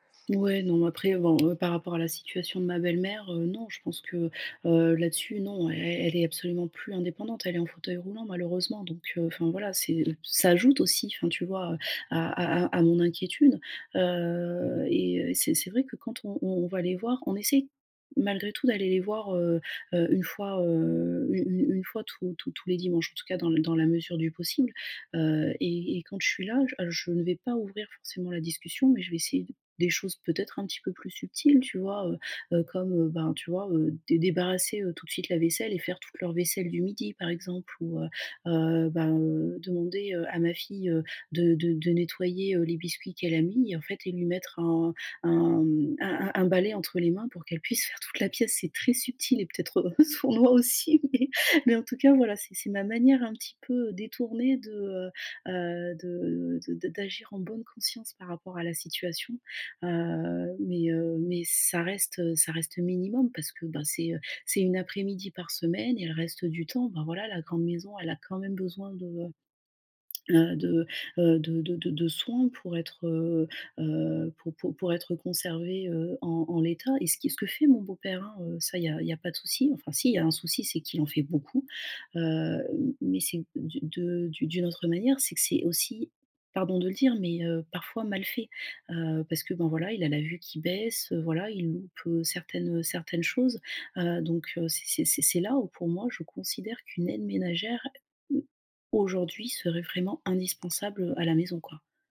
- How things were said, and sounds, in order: stressed: "ajoute"; laughing while speaking: "heu, sournois aussi mais mais"; tapping
- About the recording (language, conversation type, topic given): French, advice, Comment puis-je aider un parent âgé sans créer de conflits ?